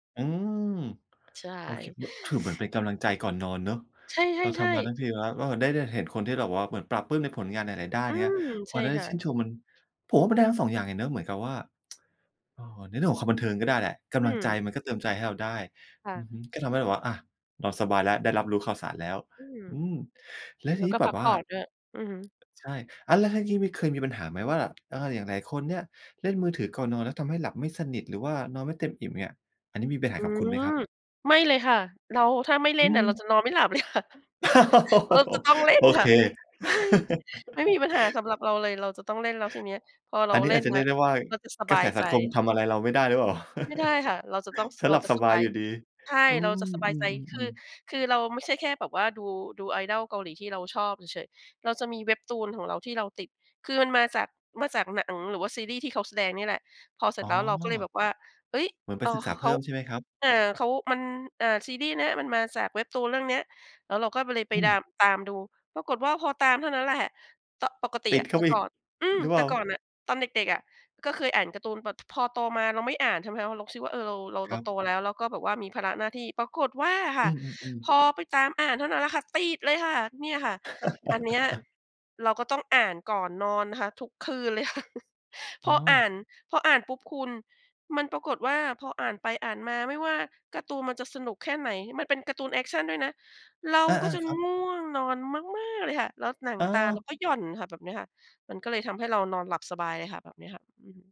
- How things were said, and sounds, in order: inhale; other background noise; tsk; laughing while speaking: "เลยค่ะ"; laugh; put-on voice: "ไม่"; chuckle; chuckle; laugh; stressed: "ติด"; laughing while speaking: "เลยค่ะ"; stressed: "มาก ๆ"
- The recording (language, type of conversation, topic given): Thai, podcast, เวลาเหนื่อยจากงาน คุณทำอะไรเพื่อฟื้นตัวบ้าง?